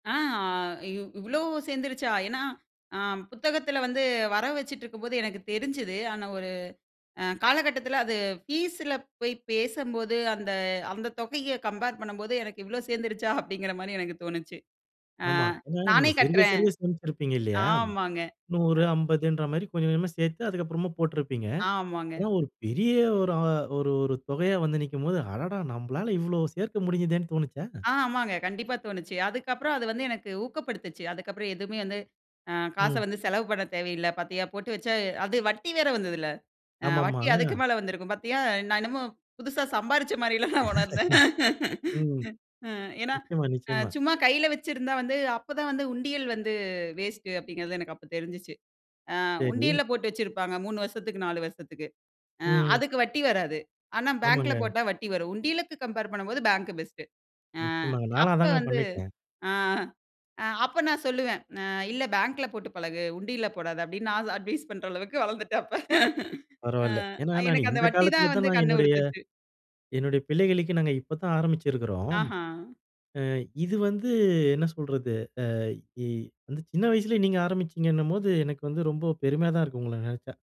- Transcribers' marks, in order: in English: "கம்பேர்"; other noise; laugh; laughing while speaking: "மாரிலா நான் உணர்ந்தேன்"; in English: "பேங்க் பெஸ்ட்"; in English: "அட்வைஸ்"; chuckle
- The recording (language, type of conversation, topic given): Tamil, podcast, பணத்தை இன்று செலவிடலாமா அல்லது நாளைக்காகச் சேமிக்கலாமா என்று நீங்கள் எப்படி தீர்மானிக்கிறீர்கள்?